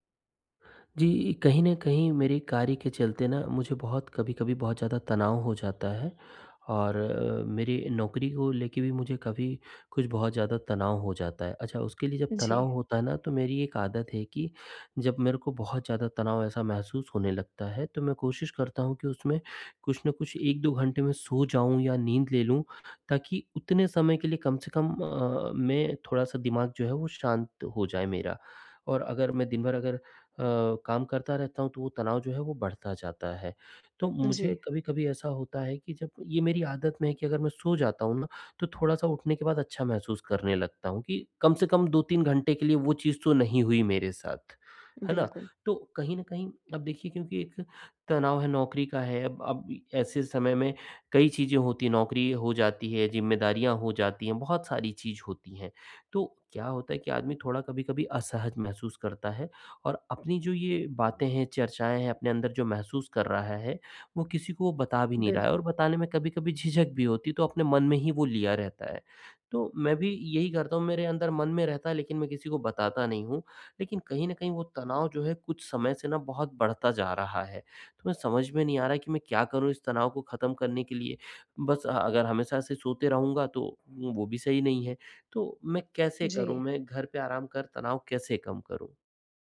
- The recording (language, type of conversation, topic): Hindi, advice, मैं घर पर आराम करके अपना तनाव कैसे कम करूँ?
- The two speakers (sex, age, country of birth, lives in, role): female, 20-24, India, India, advisor; male, 45-49, India, India, user
- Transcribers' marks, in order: none